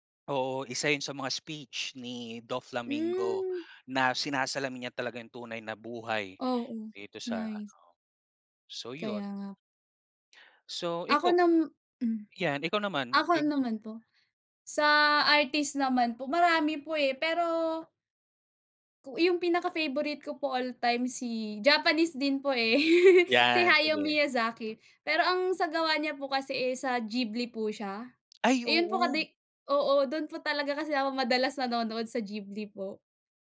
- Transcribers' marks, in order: laugh
- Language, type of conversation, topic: Filipino, unstructured, Ano ang paborito mong klase ng sining at bakit?